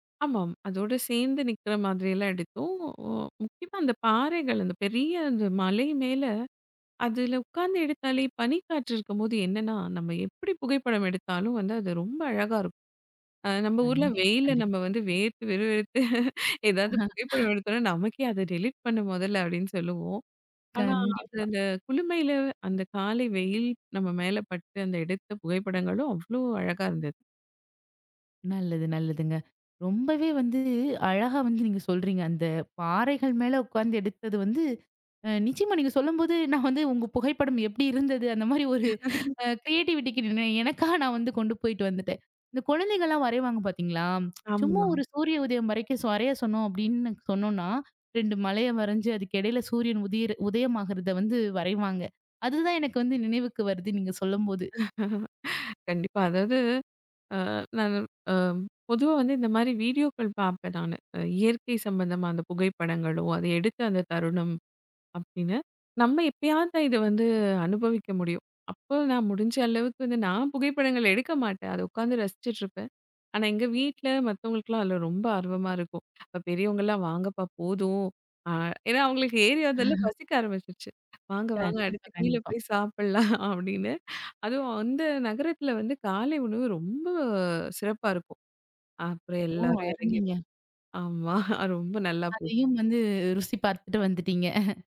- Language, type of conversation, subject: Tamil, podcast, மலையில் இருந்து சூரிய உதயம் பார்க்கும் அனுபவம் எப்படி இருந்தது?
- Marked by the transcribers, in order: other noise; other background noise; laughing while speaking: "வேர்த்து, விறுவிறுத்து ஏதாவது புகைப்படம் எடுத்தோம்ன்னா நமக்கே, அது டெலீட் பண்ணு முதல்ல அப்படின்னு சொல்லுவோம்"; chuckle; in English: "டெலீட்"; laughing while speaking: "அந்த மாரி ஒரு அ கிரியேட்டிவிட்டிக்கு"; in English: "கிரியேட்டிவிட்டிக்கு"; laugh; unintelligible speech; tsk; laugh; tapping; chuckle; laughing while speaking: "போய் சாப்பிடலாம்"; laughing while speaking: "ஆமா"; chuckle